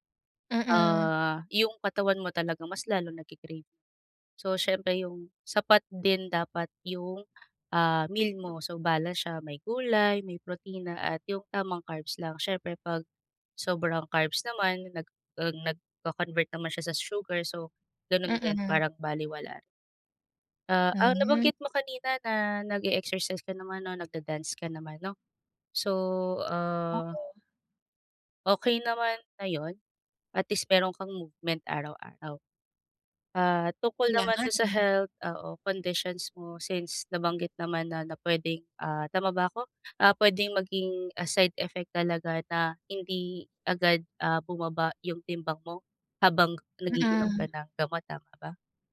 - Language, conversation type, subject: Filipino, advice, Bakit hindi bumababa ang timbang ko kahit sinusubukan kong kumain nang masustansiya?
- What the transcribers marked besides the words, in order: none